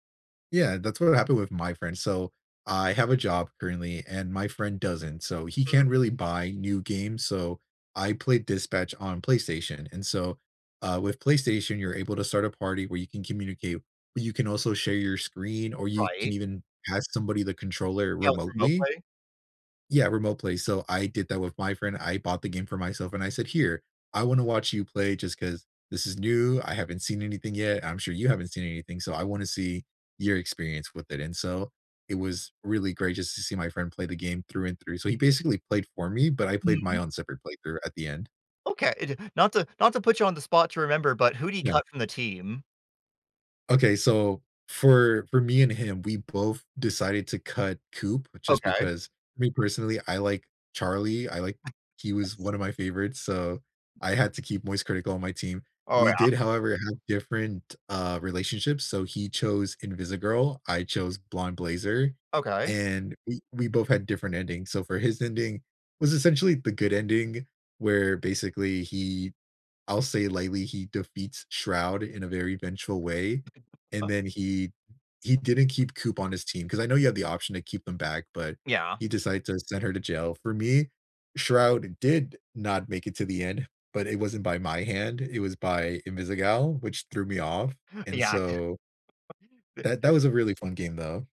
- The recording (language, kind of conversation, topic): English, unstructured, What hobby should I try to de-stress and why?
- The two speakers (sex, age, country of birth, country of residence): male, 20-24, United States, United States; male, 20-24, United States, United States
- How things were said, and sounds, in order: chuckle; other background noise; laughing while speaking: "Yeah"; chuckle